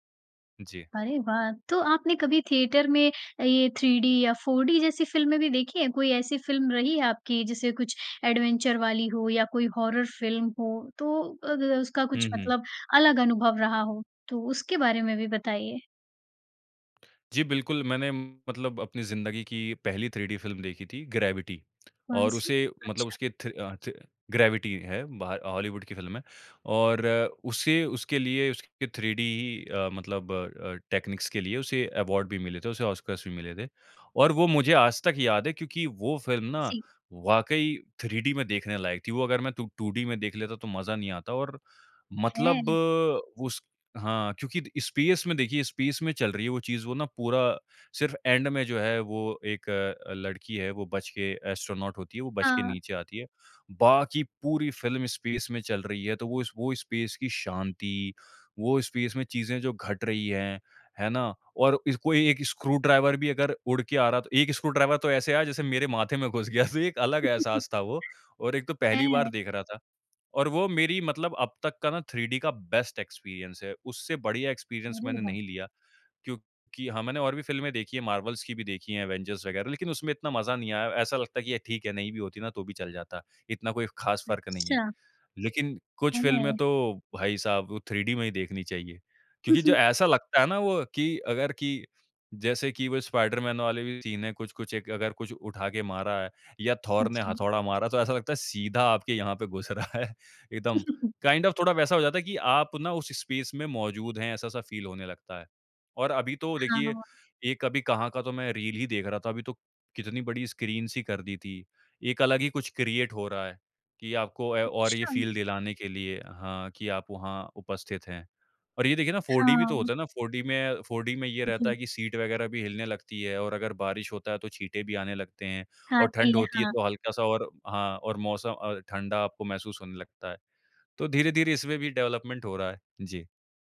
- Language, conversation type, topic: Hindi, podcast, जब फिल्म देखने की बात हो, तो आप नेटफ्लिक्स और सिनेमाघर में से किसे प्राथमिकता देते हैं?
- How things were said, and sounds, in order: in English: "एडवेंचर"; in English: "हॉरर"; in English: "टेक्नीक्स"; in English: "अवार्ड"; in English: "स्पेस"; in English: "एंड"; in English: "स्पेस"; in English: "स्पेस"; in English: "स्पेस"; in English: "स्क्रू ड्राइवर"; in English: "स्क्रू ड्राइवर"; laughing while speaking: "गया"; chuckle; in English: "बेस्ट एक्सपीरियंस"; in English: "एक्सपीरियंस"; chuckle; in English: "सीन"; laughing while speaking: "रहा है"; in English: "काइंड ऑफ़"; chuckle; in English: "स्पेस"; in English: "फ़ील"; in English: "स्क्रीन"; in English: "क्रिएट"; in English: "फ़ील"; in English: "डेवलपमेंट"